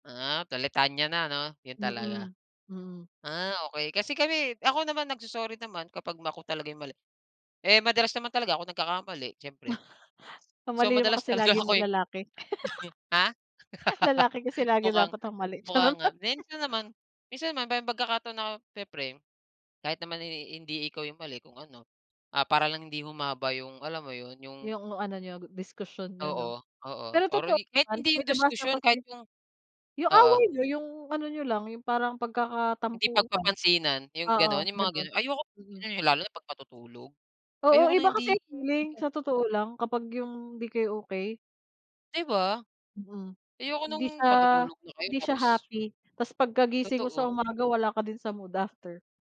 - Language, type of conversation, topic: Filipino, unstructured, Ano ang ginagawa mo upang mapanatili ang saya sa relasyon?
- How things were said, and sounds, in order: "ako" said as "mako"; laugh; other background noise; chuckle; laugh; laugh